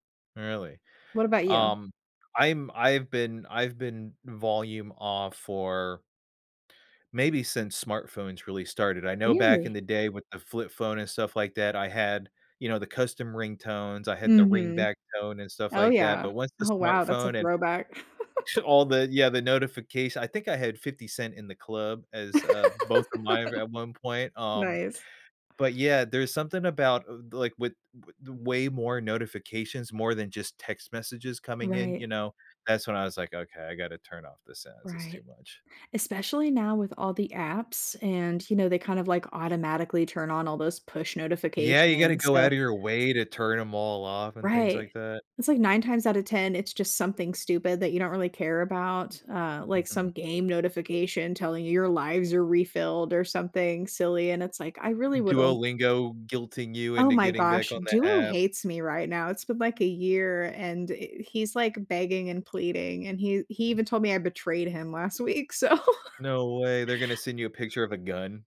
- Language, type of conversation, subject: English, unstructured, What small rituals can I use to reset after a stressful day?
- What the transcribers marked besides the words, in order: laugh; laugh; tapping; "wouldn't" said as "woudln't"; other background noise; laughing while speaking: "week, so"; laugh